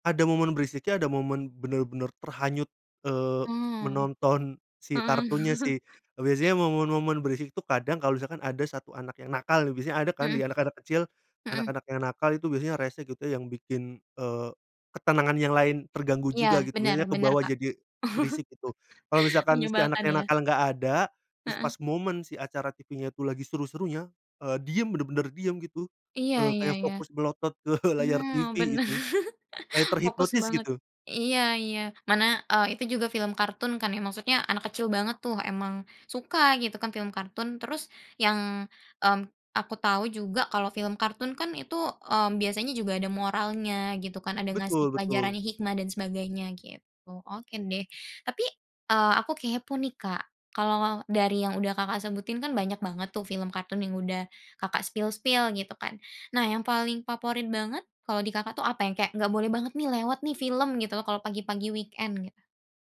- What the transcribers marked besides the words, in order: laughing while speaking: "Mhm"; laugh; laughing while speaking: "bener"; in English: "spill-spill"; in English: "weekend"
- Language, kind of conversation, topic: Indonesian, podcast, Acara TV masa kecil apa yang paling kamu rindukan?
- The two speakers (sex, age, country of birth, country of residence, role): female, 20-24, Indonesia, Indonesia, host; male, 30-34, Indonesia, Indonesia, guest